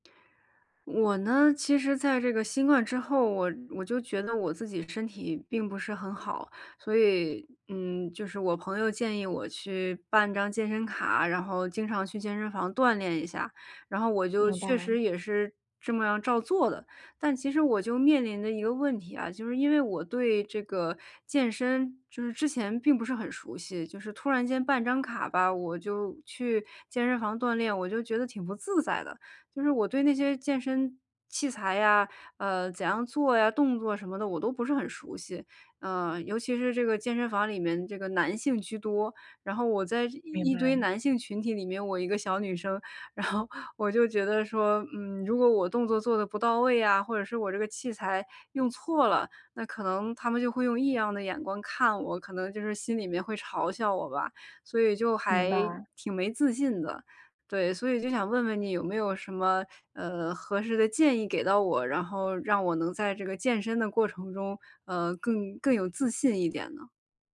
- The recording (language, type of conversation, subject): Chinese, advice, 如何在健身时建立自信？
- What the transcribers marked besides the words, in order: laughing while speaking: "然后"